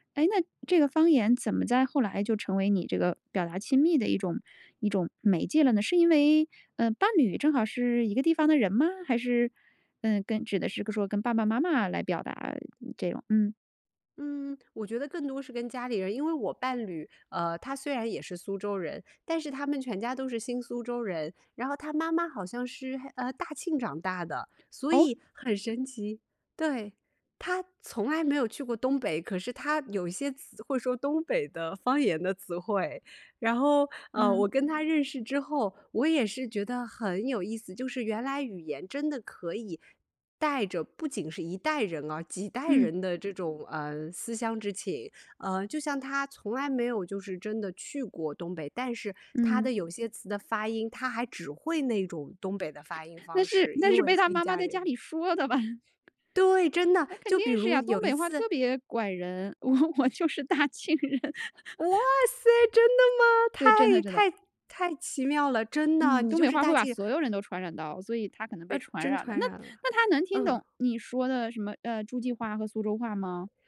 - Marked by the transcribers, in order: laughing while speaking: "说的吧？"; other background noise; laughing while speaking: "我 我就是大庆人"; surprised: "哇塞，真的吗？太 太 太奇妙了！"
- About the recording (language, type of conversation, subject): Chinese, podcast, 你会用方言来表达亲密感吗？